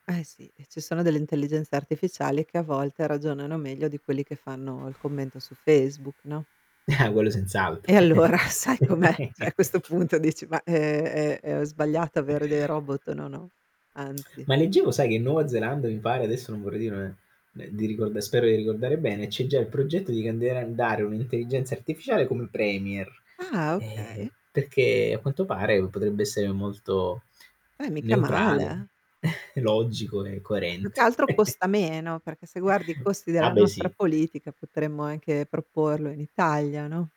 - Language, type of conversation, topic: Italian, unstructured, Che cosa ti viene in mente quando pensi ai grandi errori della storia?
- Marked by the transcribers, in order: mechanical hum; static; laughing while speaking: "sai com'è?"; giggle; "candidare" said as "candie dare"; other noise; chuckle; giggle